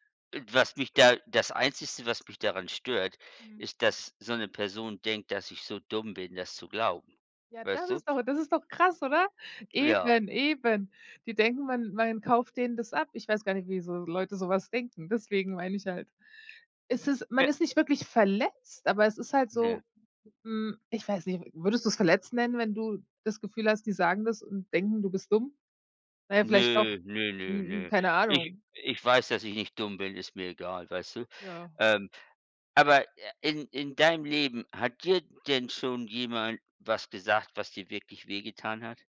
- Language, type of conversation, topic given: German, unstructured, Ist es schlimmer zu lügen oder jemanden zu verletzen?
- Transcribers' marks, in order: other background noise; background speech